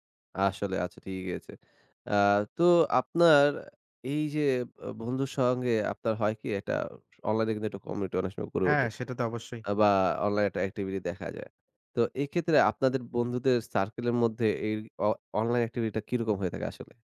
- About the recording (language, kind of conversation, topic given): Bengali, podcast, আপনি কীভাবে নতুন মানুষের সঙ্গে বন্ধুত্ব গড়ে তোলেন?
- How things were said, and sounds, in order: none